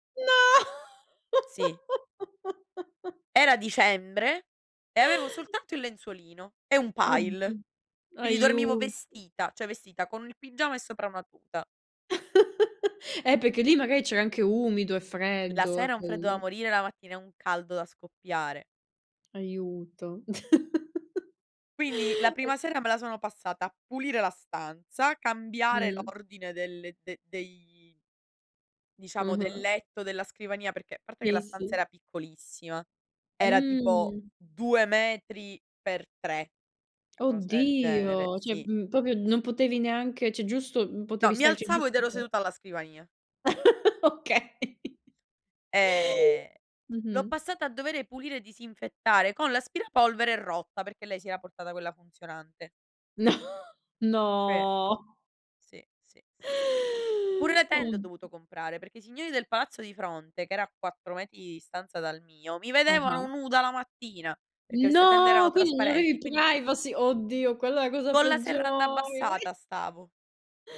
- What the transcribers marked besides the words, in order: laughing while speaking: "No"; giggle; "cioè" said as "ceh"; other background noise; chuckle; laugh; "Cioè" said as "ceh"; "proprio" said as "popio"; "cioè" said as "ceh"; unintelligible speech; laugh; laughing while speaking: "Okay"; laughing while speaking: "No"; in English: "privacy"
- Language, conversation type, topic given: Italian, unstructured, Qual è la cosa più disgustosa che hai visto in un alloggio?